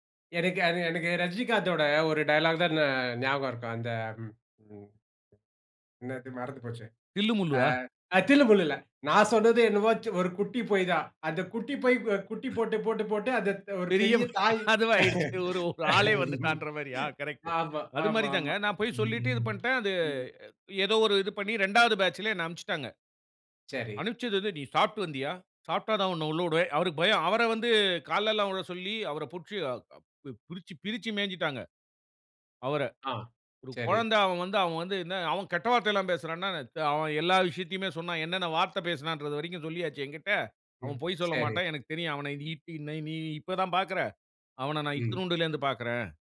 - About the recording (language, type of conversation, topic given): Tamil, podcast, உங்கள் வாழ்க்கையில் காலம் சேர்ந்தது என்று உணர்ந்த தருணம் எது?
- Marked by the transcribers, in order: tapping; other background noise; laughing while speaking: "பெரிய அதுவாகிடுச்சு. ஒரு ஆளே வந்துட்டான்ற மாரியா கரெக்ட்"; laugh